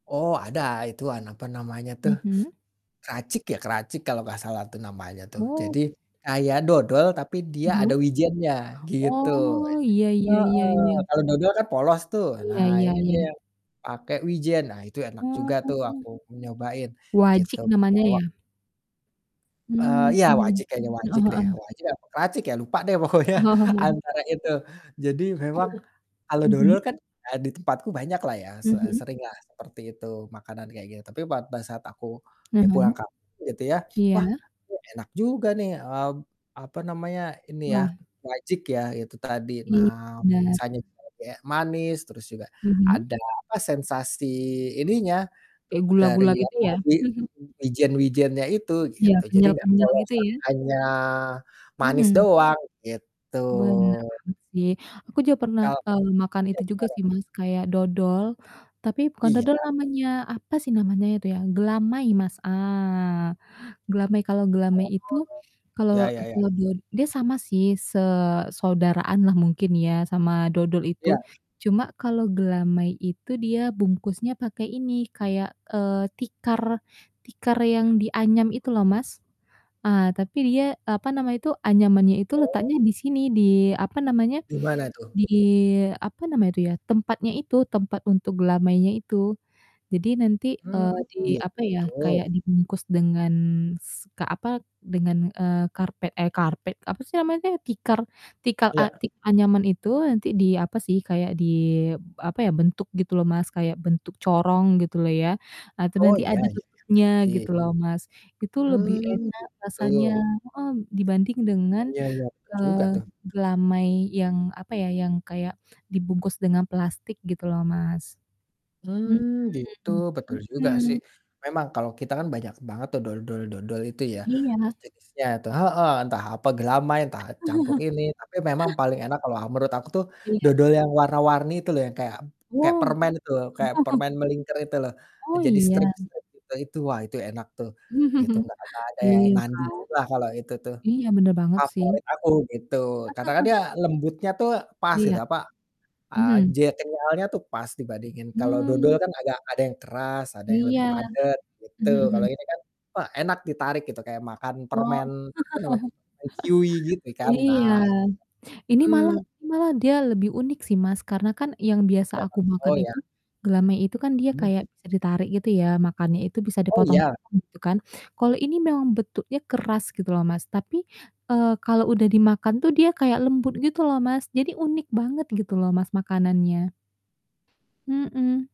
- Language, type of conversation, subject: Indonesian, unstructured, Apa makanan manis favorit yang selalu membuat suasana hati ceria?
- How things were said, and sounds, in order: teeth sucking; distorted speech; static; other background noise; laughing while speaking: "pokoknya"; tapping; chuckle; "dodol-dodol" said as "doldol-dodol"; mechanical hum; chuckle; chuckle; chuckle; chuckle; laugh; unintelligible speech; in English: "chewy"; unintelligible speech